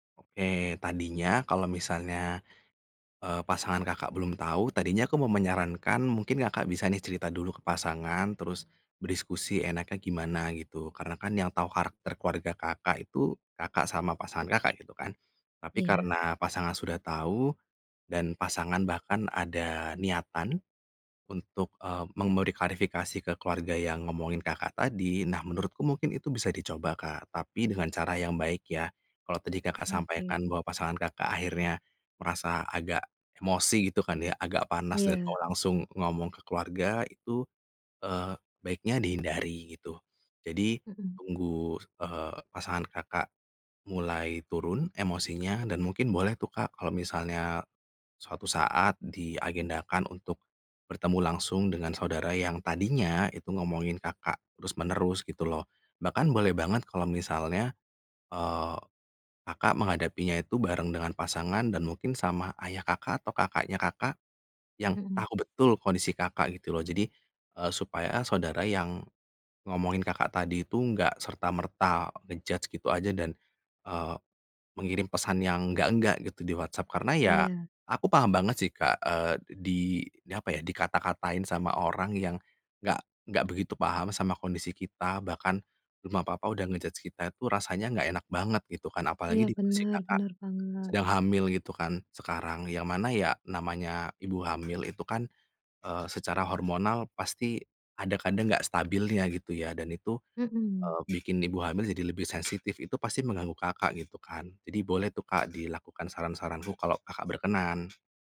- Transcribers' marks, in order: in English: "nge-judge"; in English: "nge-judge"
- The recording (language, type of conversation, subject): Indonesian, advice, Bagaimana sebaiknya saya menyikapi gosip atau rumor tentang saya yang sedang menyebar di lingkungan pergaulan saya?